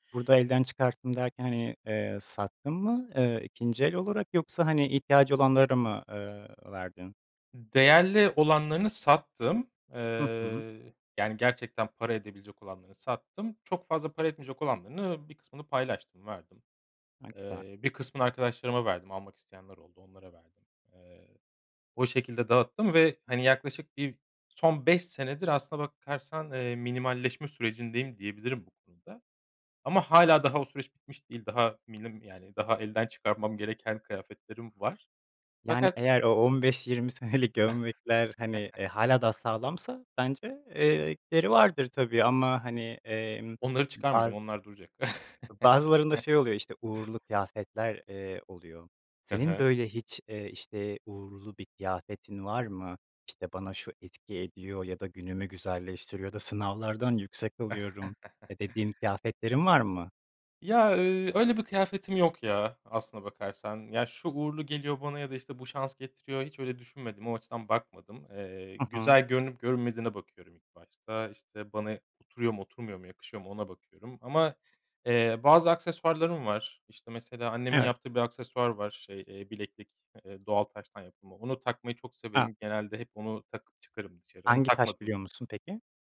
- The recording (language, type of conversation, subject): Turkish, podcast, Giyinirken rahatlığı mı yoksa şıklığı mı önceliklendirirsin?
- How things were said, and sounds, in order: unintelligible speech; chuckle; tapping; chuckle; chuckle